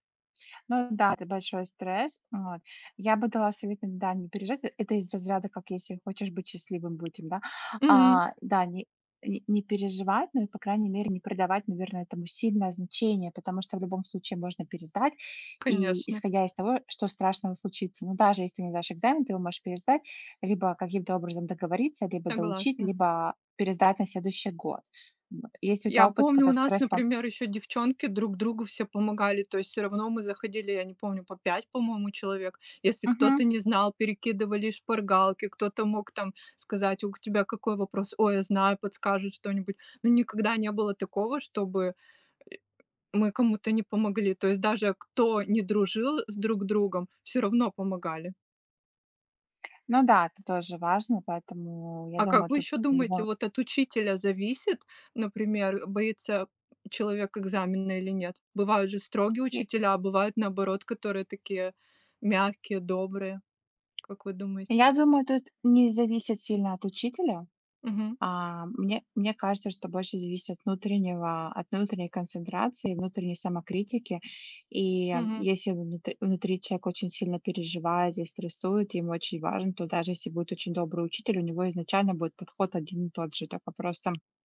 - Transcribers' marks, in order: tapping; other background noise; grunt
- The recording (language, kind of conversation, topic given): Russian, unstructured, Как справляться с экзаменационным стрессом?